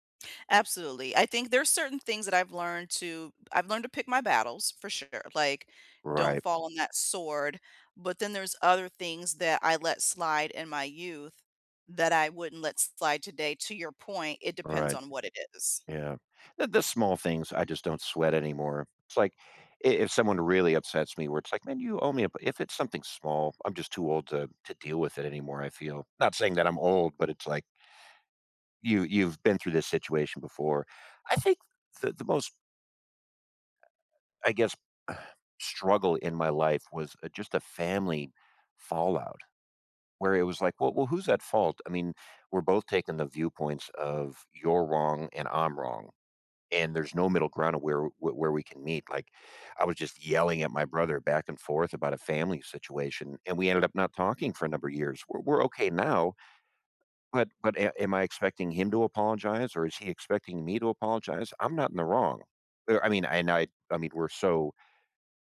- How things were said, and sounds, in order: tapping; sigh
- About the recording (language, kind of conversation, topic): English, unstructured, How do you deal with someone who refuses to apologize?